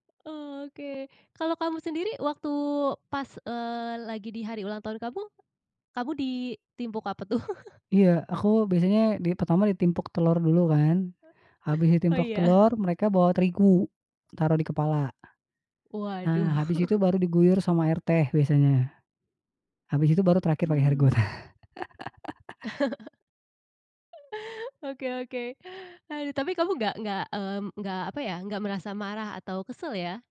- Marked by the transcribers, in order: chuckle; chuckle; chuckle
- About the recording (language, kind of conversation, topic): Indonesian, podcast, Apa trikmu agar hal-hal sederhana terasa berkesan?